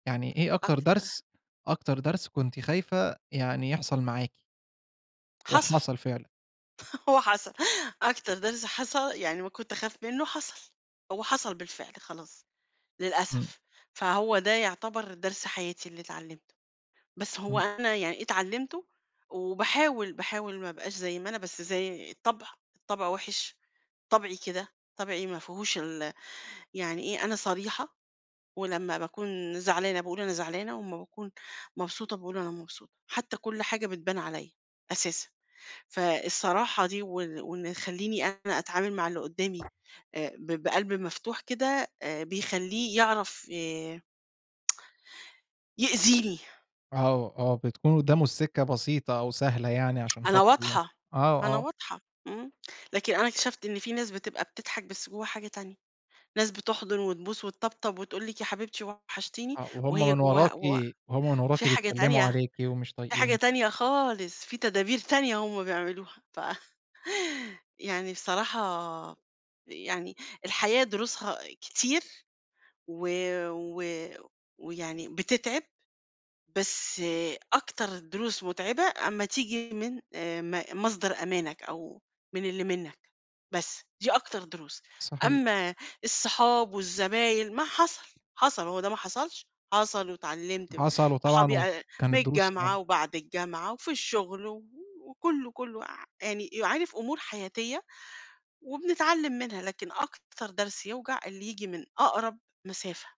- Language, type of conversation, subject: Arabic, podcast, إيه أغلى درس اتعلمته وفضل معاك لحدّ النهارده؟
- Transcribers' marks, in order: tapping; laugh; other background noise; tsk; tsk; chuckle